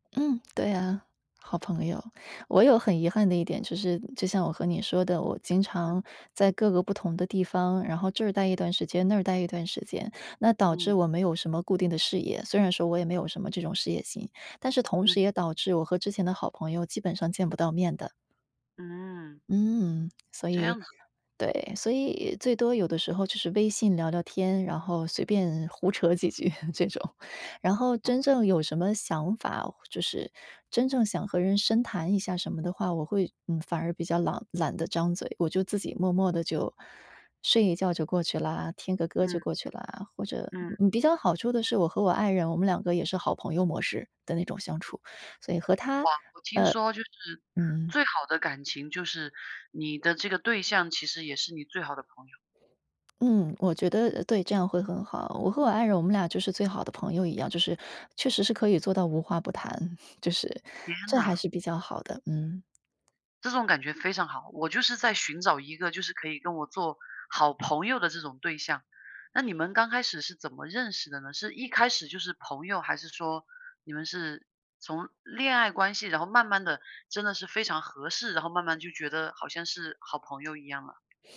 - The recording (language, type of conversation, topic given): Chinese, unstructured, 你怎么看待生活中的小确幸？
- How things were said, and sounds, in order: laughing while speaking: "几句，这种"; other background noise; chuckle